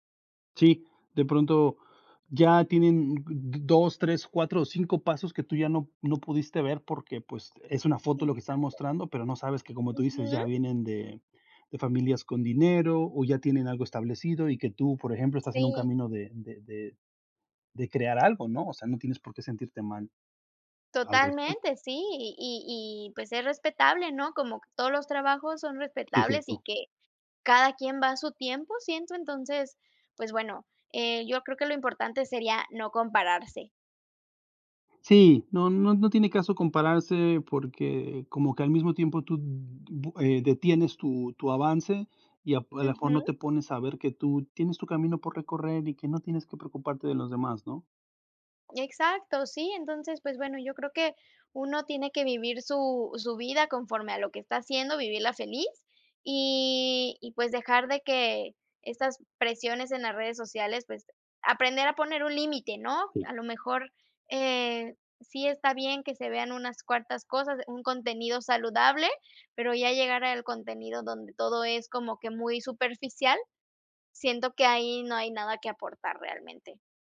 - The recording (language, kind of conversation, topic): Spanish, unstructured, ¿Cómo afecta la presión social a nuestra salud mental?
- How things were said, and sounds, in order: tapping